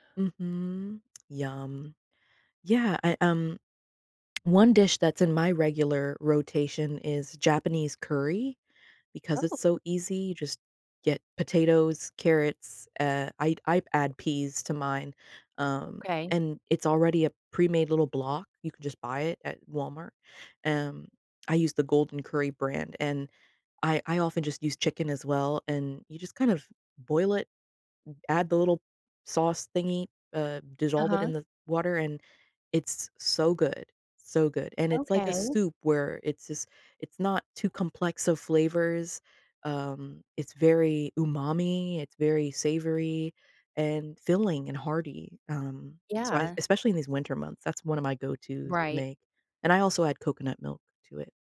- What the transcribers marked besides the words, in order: tapping; other background noise
- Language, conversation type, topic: English, unstructured, What habits help me feel more creative and open to new ideas?